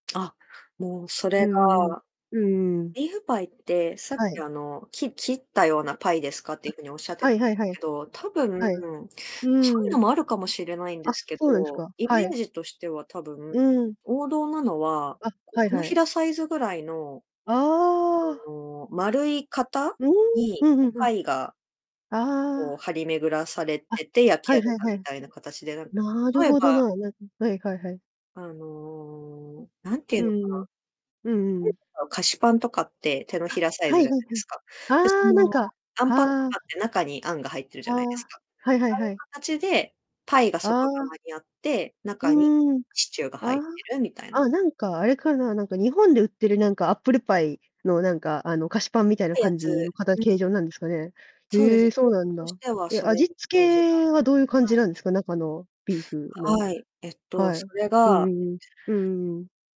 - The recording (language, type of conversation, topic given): Japanese, podcast, 忘れられない食体験があれば教えてもらえますか？
- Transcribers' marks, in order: distorted speech